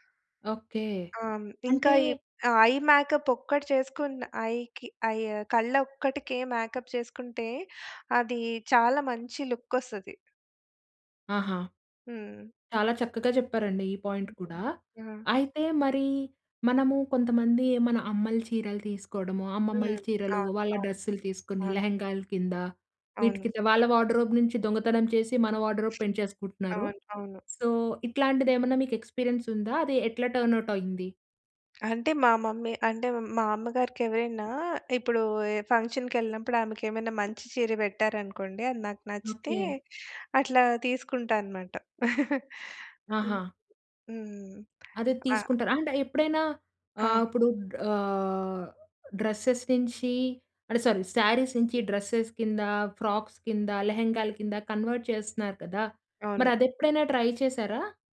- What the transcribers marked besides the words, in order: in English: "ఐ మేకప్"; in English: "ఐకి ఐ"; in English: "మేకప్"; in English: "పాయింట్"; in English: "లెహంగాల"; in English: "వార్డ్‌రోబ్"; in English: "వార్డ్‌రోబ్"; other background noise; in English: "సో"; in English: "ఎక్స్పీరియన్స్"; in English: "టర్న్‌అవుట్"; in English: "మమ్మీ"; in English: "ఫంక్షన్‌కి"; chuckle; in English: "డ్రెసెస్"; in English: "సారీ, సారీస్"; in English: "డ్రెసెస్"; in English: "ఫ్రాక్స్"; in English: "లెహెంగాల"; in English: "కన్వర్ట్"; in English: "ట్రై"
- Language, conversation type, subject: Telugu, podcast, మీ గార్డ్రోబ్‌లో ఎప్పుడూ ఉండాల్సిన వస్తువు ఏది?